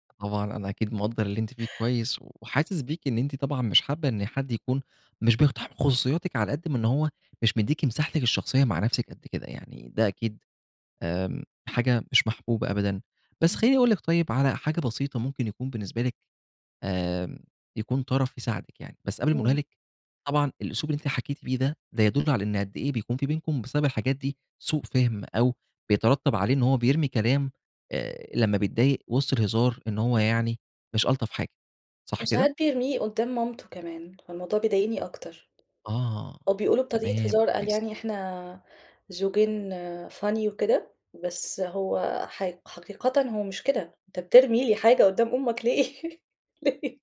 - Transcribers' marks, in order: unintelligible speech; tapping; in English: "Funny"; laugh; laughing while speaking: "ليه؟"
- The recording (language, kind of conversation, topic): Arabic, advice, ليه بيطلع بينّا خلافات كتير بسبب سوء التواصل وسوء الفهم؟